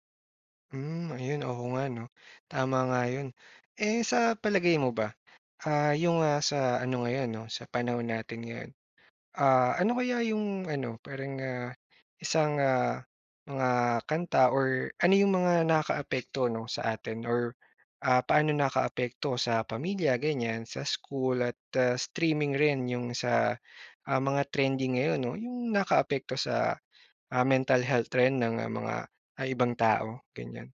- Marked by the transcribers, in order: in English: "mental health trend"
- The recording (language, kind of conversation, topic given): Filipino, podcast, Mas gusto mo ba ang mga kantang nasa sariling wika o mga kantang banyaga?